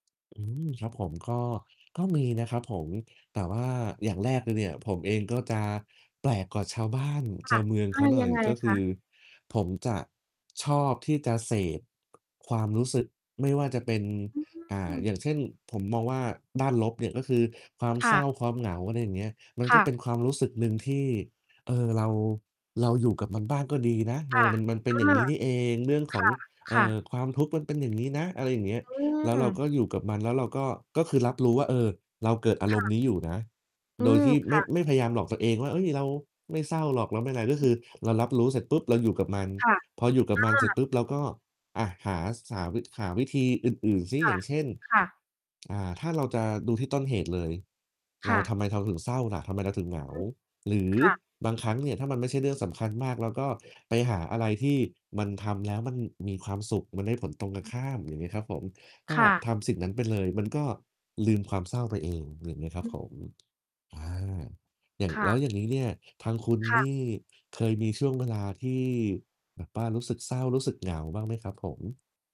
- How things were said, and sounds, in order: distorted speech; static; tapping; mechanical hum; other background noise; unintelligible speech
- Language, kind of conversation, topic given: Thai, unstructured, คุณมีวิธีทำให้ตัวเองยิ้มได้อย่างไรในวันที่รู้สึกเศร้า?